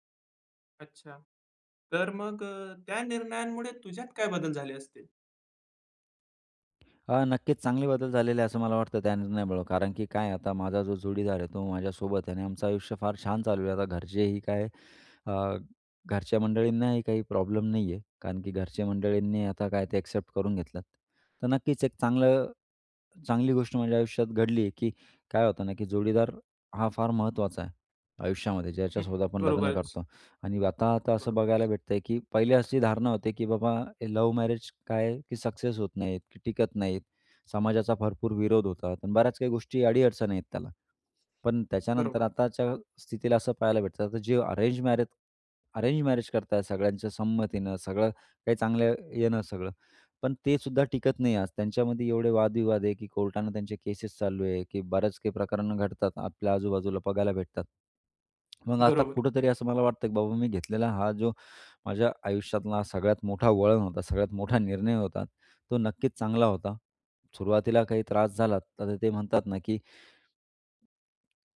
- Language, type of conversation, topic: Marathi, podcast, तुझ्या आयुष्यातला एक मोठा वळण कोणता होता?
- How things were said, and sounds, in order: tapping; other background noise; laughing while speaking: "मोठा निर्णय"